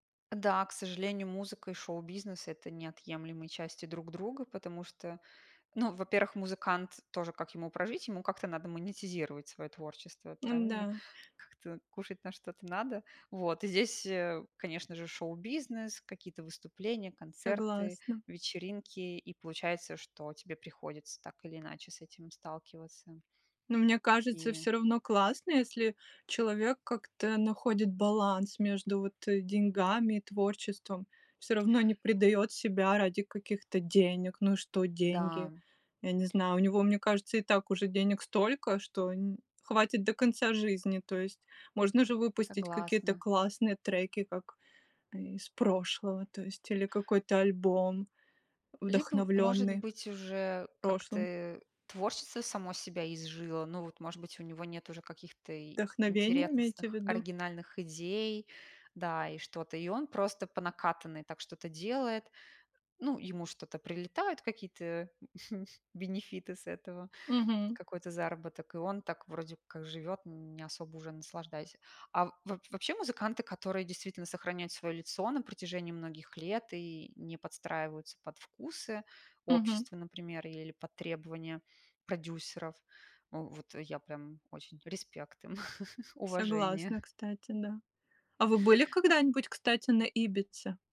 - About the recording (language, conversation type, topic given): Russian, unstructured, Какую роль играет музыка в твоей жизни?
- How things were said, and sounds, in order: chuckle; chuckle